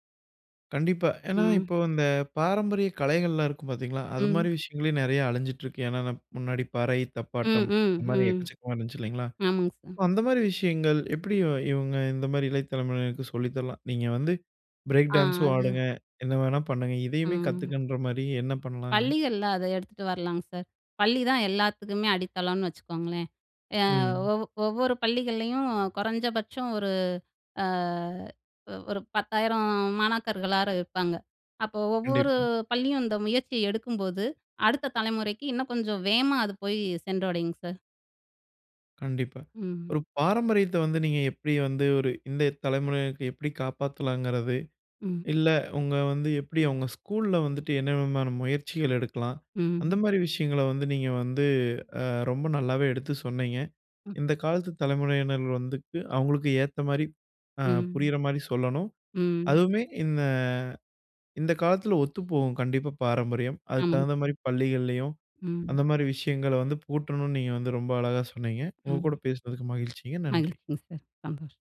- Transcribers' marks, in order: "ஆமாங்க" said as "ஆமாங்"; in English: "பிரேக் டான்ஸும்"; drawn out: "ஆ"; "மாணாக்கர்களாவது" said as "மாணாக்கர்களாரு"; "இந்த" said as "இந்தய"; drawn out: "இந்த"; "புகுத்தனும்ன்னு" said as "பூட்டனும்னு"
- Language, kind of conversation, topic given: Tamil, podcast, பாரம்பரியத்தை காப்பாற்றி புதியதை ஏற்கும் சமநிலையை எப்படிச் சீராகப் பேணலாம்?